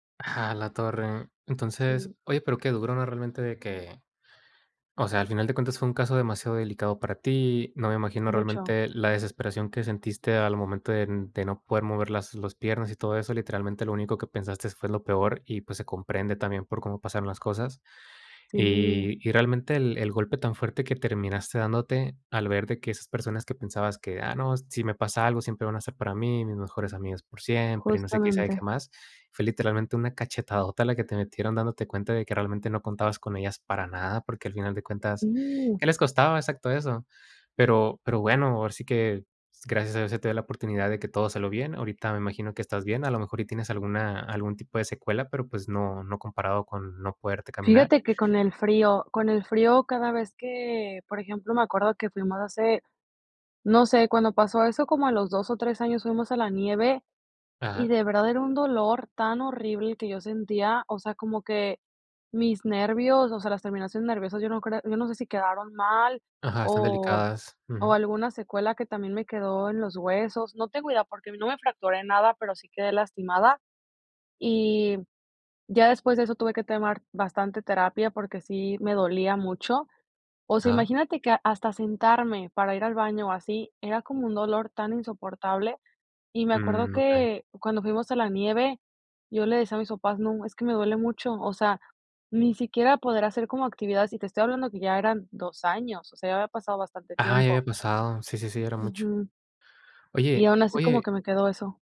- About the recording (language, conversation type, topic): Spanish, podcast, ¿Cómo afecta a tus relaciones un cambio personal profundo?
- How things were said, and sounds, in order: none